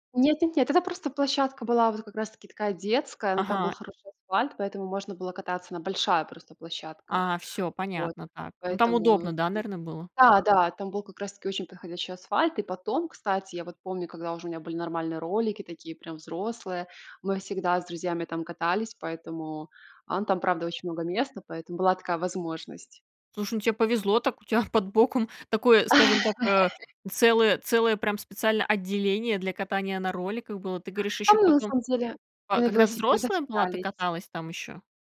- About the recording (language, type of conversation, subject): Russian, podcast, Что из ваших детских увлечений осталось с вами до сих пор?
- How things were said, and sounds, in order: laugh